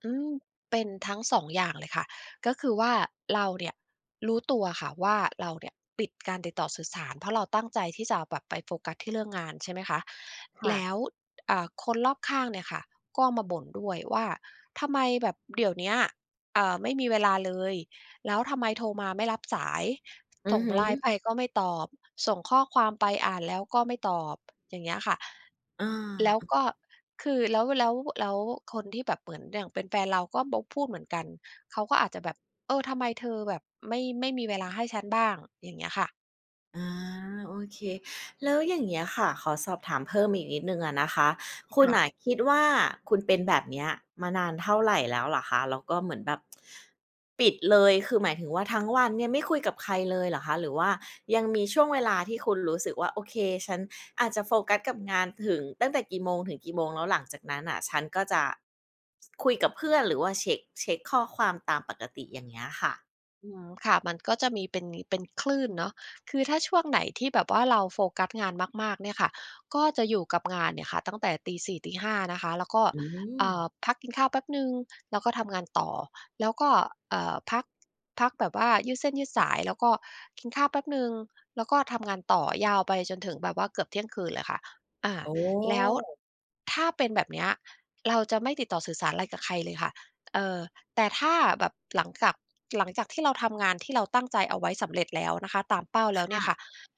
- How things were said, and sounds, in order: none
- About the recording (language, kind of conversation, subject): Thai, advice, คุณควรทำอย่างไรเมื่อรู้สึกผิดที่ต้องเว้นระยะห่างจากคนรอบตัวเพื่อโฟกัสงาน?